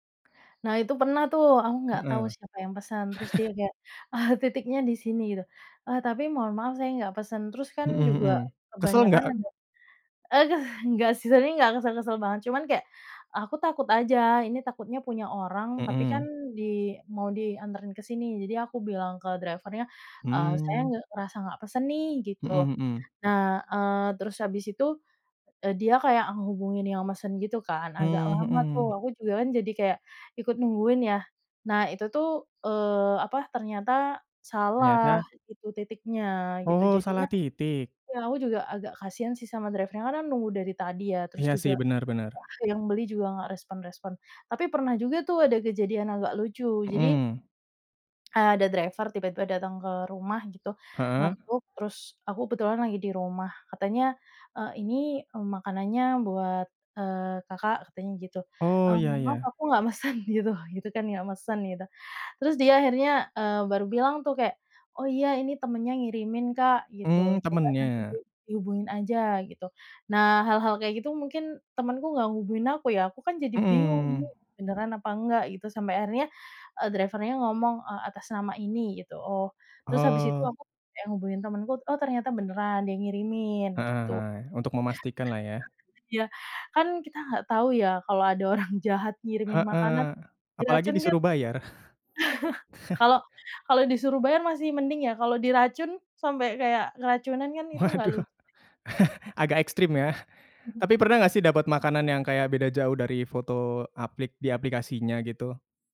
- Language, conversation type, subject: Indonesian, podcast, Bagaimana pengalaman kamu memesan makanan lewat aplikasi, dan apa saja hal yang kamu suka serta bikin kesal?
- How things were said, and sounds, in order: other animal sound; chuckle; other background noise; laughing while speaking: "aduh"; in English: "driver-nya"; in English: "driver-nya"; in English: "driver"; in English: "driver-nya"; laugh; chuckle; laughing while speaking: "Waduh"; chuckle